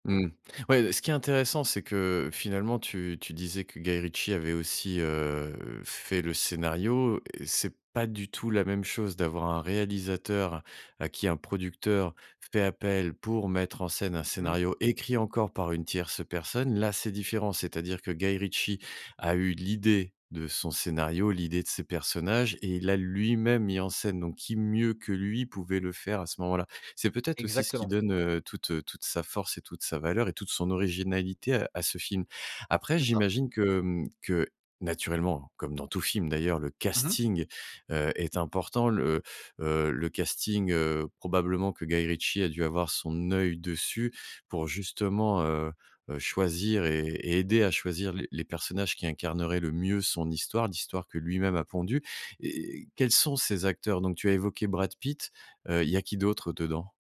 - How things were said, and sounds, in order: stressed: "écrit"; stressed: "l'idée"; stressed: "lui-même"; stressed: "casting"; stressed: "œil"
- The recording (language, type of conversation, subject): French, podcast, Peux-tu me parler d’un film qui t’a marqué et m’expliquer pourquoi ?